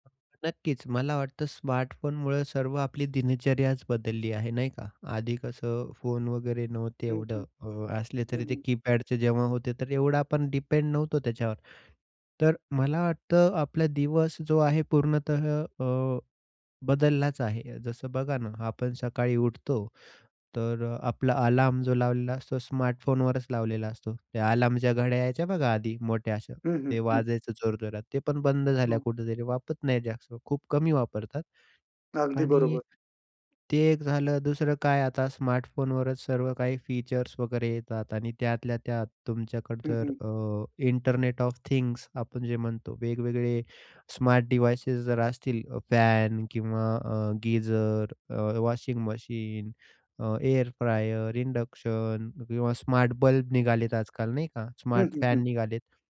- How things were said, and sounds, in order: other noise; in English: "कीपॅडचे"; tapping; in English: "इंटरनेट ऑफ थिंग्स"; in English: "डिवाइसेस"; other background noise
- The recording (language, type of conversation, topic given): Marathi, podcast, स्मार्टफोनमुळे तुमचा रोजचा दिवस कोणत्या गोष्टींमध्ये अधिक सोपा झाला आहे?